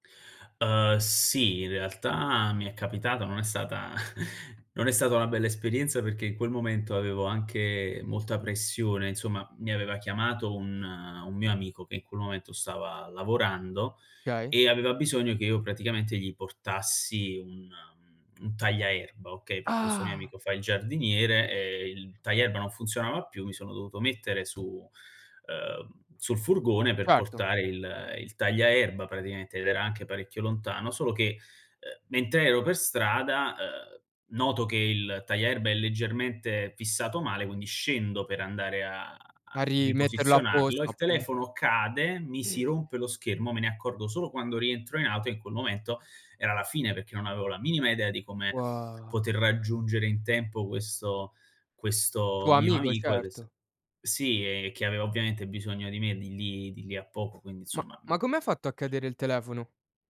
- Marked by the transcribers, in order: "stata" said as "sata"; chuckle; "Okay" said as "kay"; surprised: "Ah!"; tapping; unintelligible speech; "perché" said as "peché"; other background noise
- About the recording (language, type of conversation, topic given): Italian, podcast, Come hai ritrovato la strada senza usare il telefono?